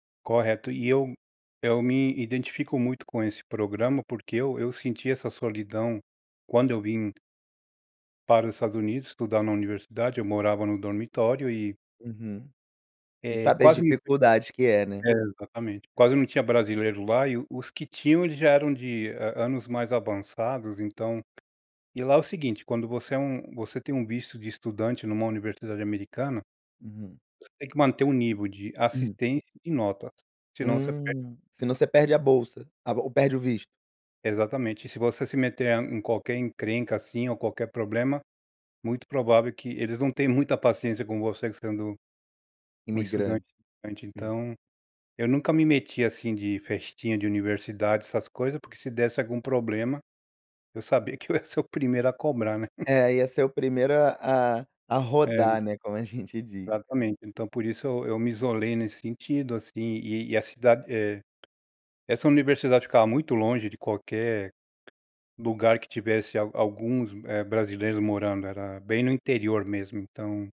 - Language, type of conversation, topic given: Portuguese, podcast, Como a comida une as pessoas na sua comunidade?
- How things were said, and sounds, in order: throat clearing; other background noise; tapping